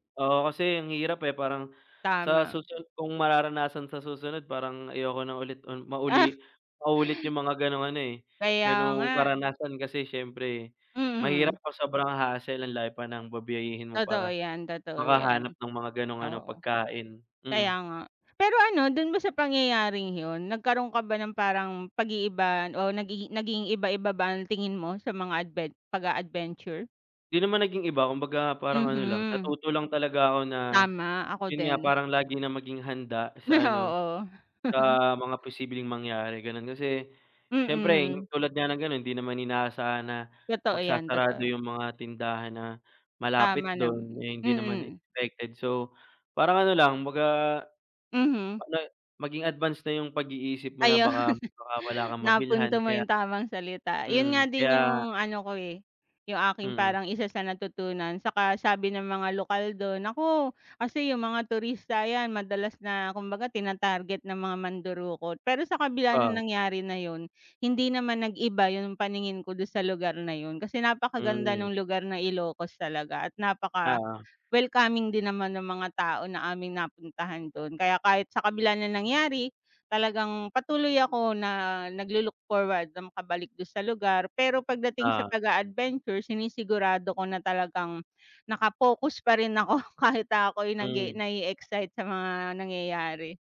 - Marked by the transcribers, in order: laughing while speaking: "Oo"; unintelligible speech; laughing while speaking: "Ayun"
- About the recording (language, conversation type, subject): Filipino, unstructured, Ano ang pinakamasakit na nangyari habang nakikipagsapalaran ka?